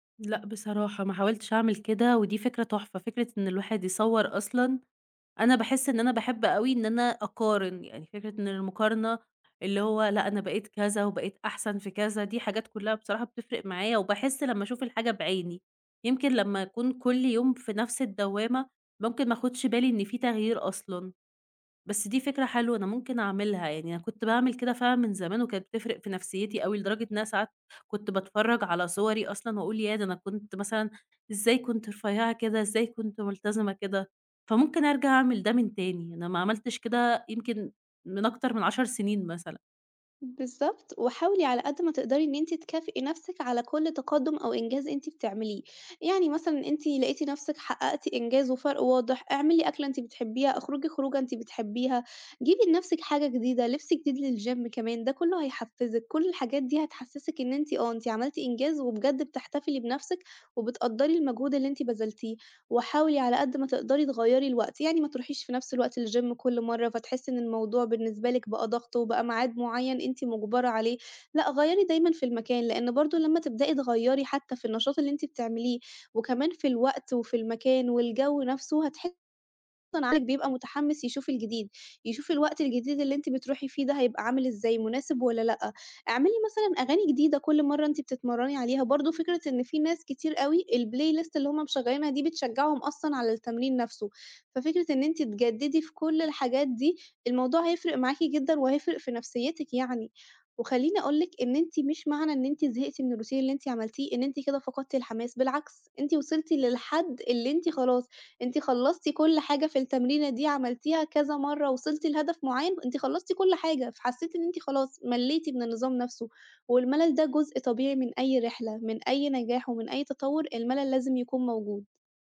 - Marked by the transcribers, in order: in English: "للGym"; in English: "الGym"; other background noise; unintelligible speech; in English: "الPlayList"; in English: "الRoutine"
- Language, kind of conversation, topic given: Arabic, advice, إزاي أطلع من ملل روتين التمرين وألاقي تحدّي جديد؟